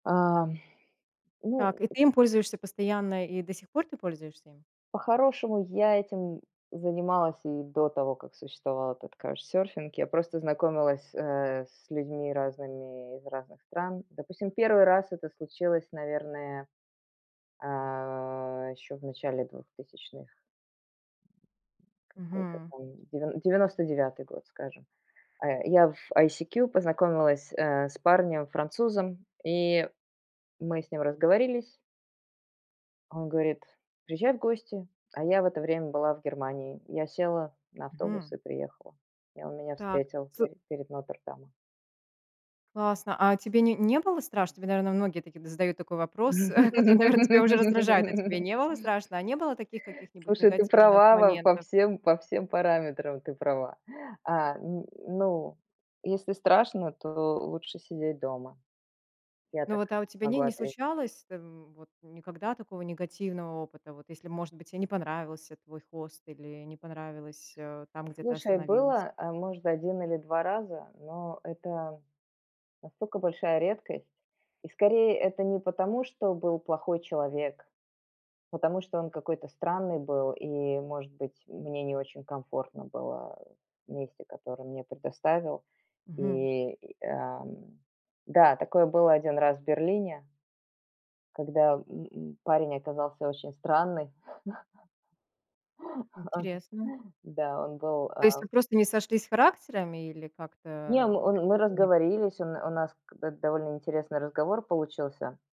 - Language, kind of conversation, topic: Russian, podcast, Кто из местных показал тебе место, о котором не пишут в путеводителях?
- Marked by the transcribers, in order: drawn out: "а"; other background noise; laugh; laughing while speaking: "который, наверно, тебя"; "настолько" said as "настока"; chuckle; chuckle; unintelligible speech